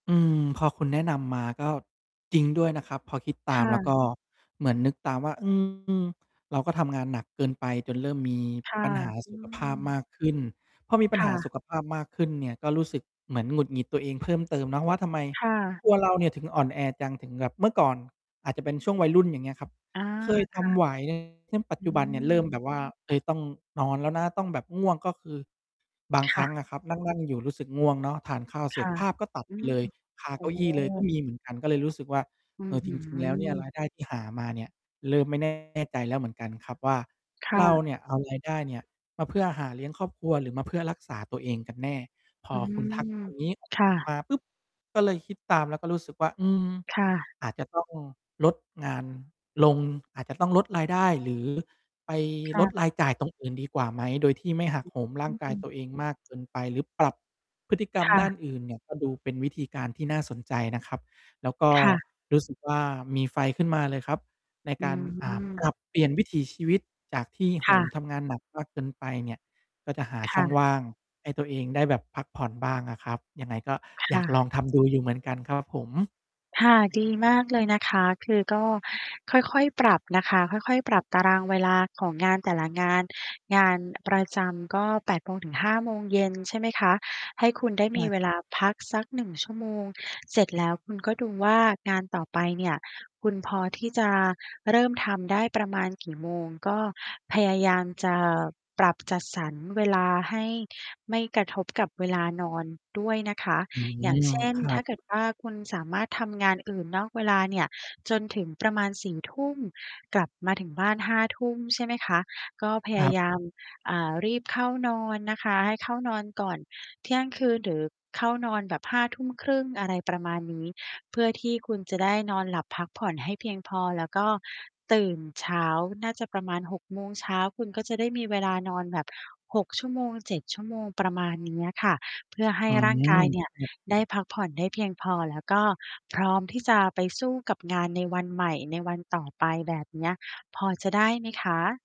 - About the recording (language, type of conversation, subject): Thai, advice, คุณควรจัดสรรเวลาทำงานที่ต้องใช้สมาธิสูงให้สมดุลกับชีวิตส่วนตัวยังไงดี?
- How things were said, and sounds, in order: static; mechanical hum; distorted speech; tapping; background speech; other background noise